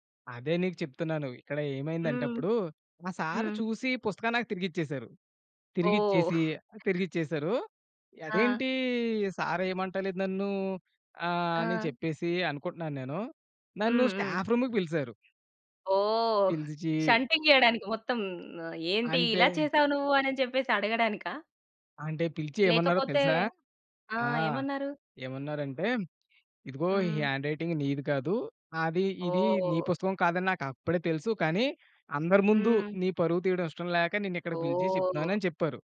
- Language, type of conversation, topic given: Telugu, podcast, మన్నించడం నేర్చుకోవడం మీ జీవితంపై ఎలా ప్రభావం చూపింది?
- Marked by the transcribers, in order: other background noise; in English: "స్టాఫ్ రూముకి"; in English: "షంటింగ్"; in English: "హ్యాండ్‌రైటింగ్"